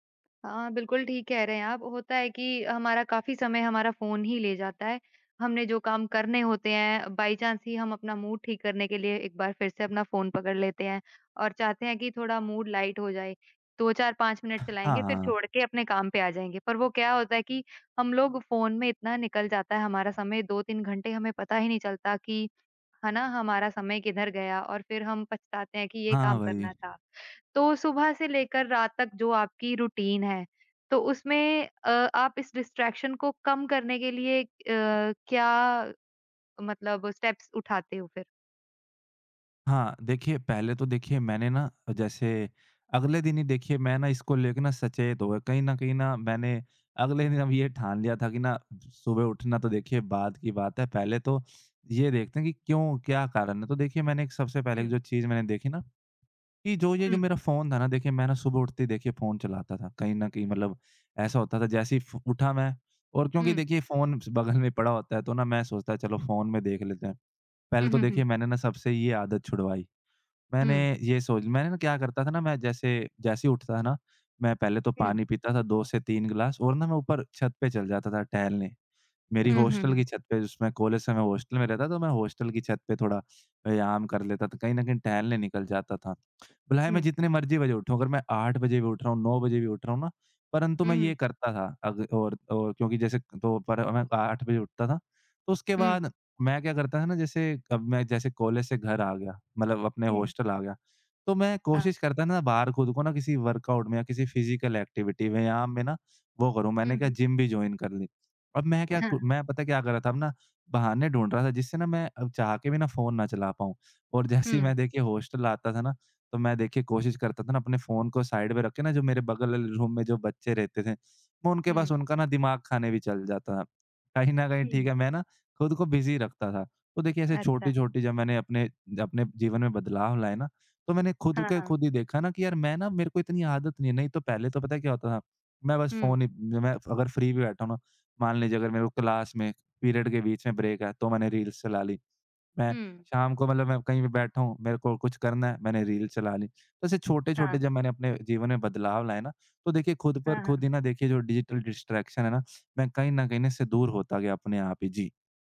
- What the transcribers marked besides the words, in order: in English: "बाई-चांस"; in English: "मूड"; other background noise; in English: "लाइट"; in English: "रूटीन"; in English: "डिस्ट्रैक्शन"; in English: "स्टेप्स"; tapping; in English: "वर्कआउट"; in English: "फिज़िकल एक्टिविटी"; in English: "जॉइन"; in English: "साइड"; in English: "रूम"; in English: "बिज़ी"; in English: "फ्री"; in English: "क्लास"; in English: "ब्रेक"; in English: "रील्स"; in English: "डिजिटल डिस्ट्रैक्शन"
- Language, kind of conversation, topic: Hindi, podcast, आप डिजिटल ध्यान-भंग से कैसे निपटते हैं?